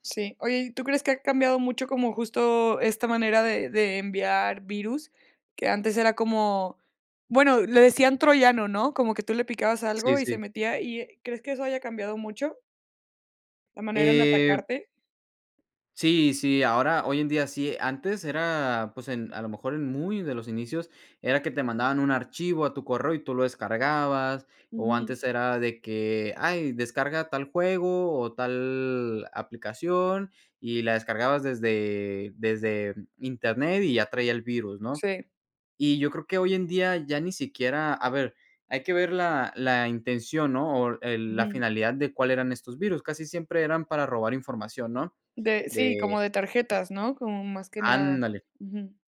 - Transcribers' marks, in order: none
- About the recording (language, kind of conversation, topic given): Spanish, podcast, ¿Qué miedos o ilusiones tienes sobre la privacidad digital?